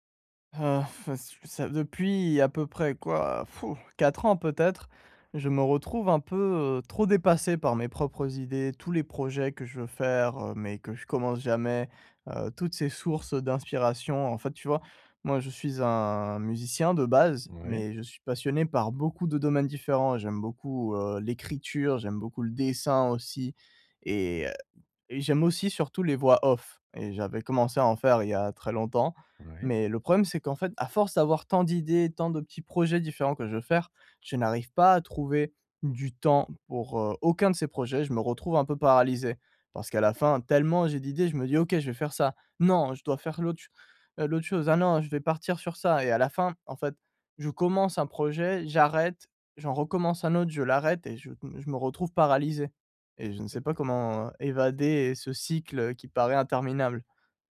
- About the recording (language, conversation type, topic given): French, advice, Comment choisir quand j’ai trop d’idées et que je suis paralysé par le choix ?
- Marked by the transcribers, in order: none